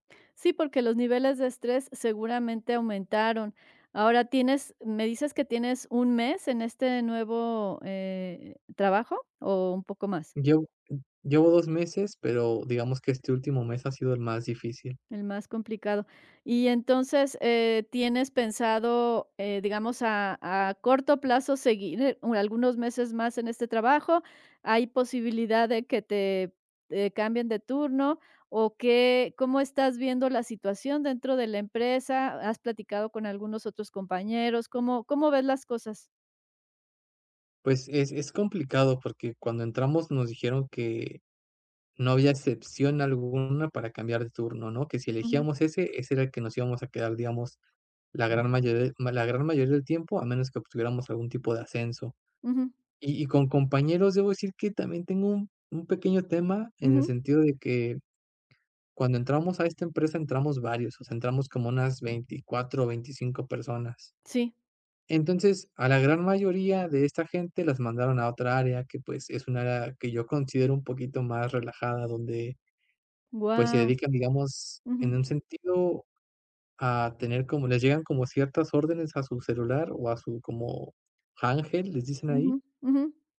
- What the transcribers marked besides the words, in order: other background noise
- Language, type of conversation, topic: Spanish, advice, ¿Por qué no tengo energía para actividades que antes disfrutaba?